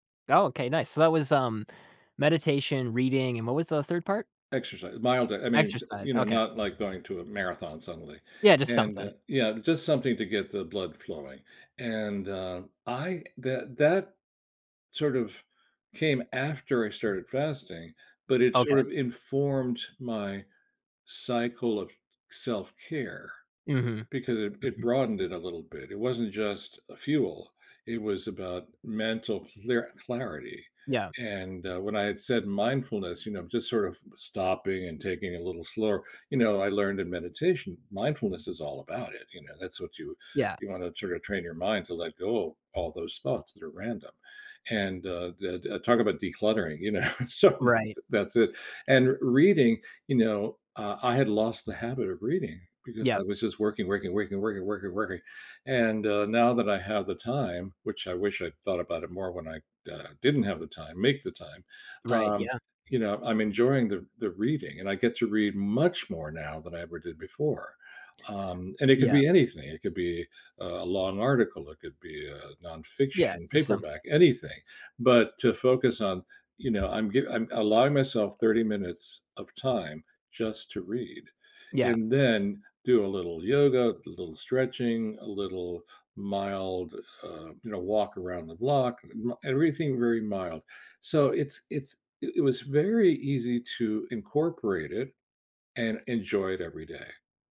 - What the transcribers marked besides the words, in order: tapping; other background noise; laughing while speaking: "know, sometimes it"; stressed: "much"; unintelligible speech
- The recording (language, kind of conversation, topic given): English, unstructured, What did you never expect to enjoy doing every day?
- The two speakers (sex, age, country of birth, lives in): male, 35-39, United States, United States; male, 70-74, Venezuela, United States